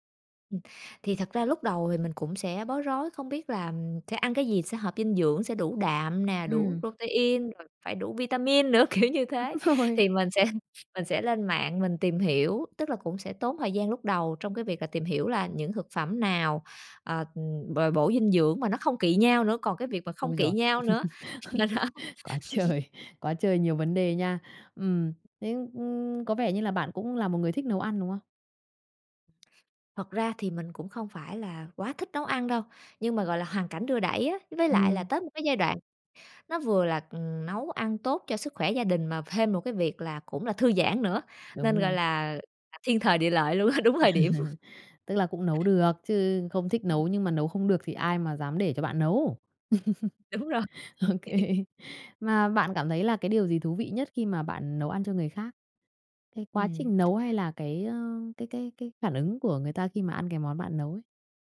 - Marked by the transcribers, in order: tapping; laughing while speaking: "kiểu"; laughing while speaking: "rồi"; laugh; laughing while speaking: "Quá trời"; other background noise; laughing while speaking: "đó"; laugh; laughing while speaking: "á, đúng thời điểm"; laugh; unintelligible speech; laugh; laughing while speaking: "OK"; laughing while speaking: "Đúng rồi"; laugh
- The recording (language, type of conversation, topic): Vietnamese, podcast, Bạn thường nấu món gì khi muốn chăm sóc ai đó bằng một bữa ăn?
- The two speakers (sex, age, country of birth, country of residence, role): female, 30-34, Vietnam, Vietnam, guest; female, 30-34, Vietnam, Vietnam, host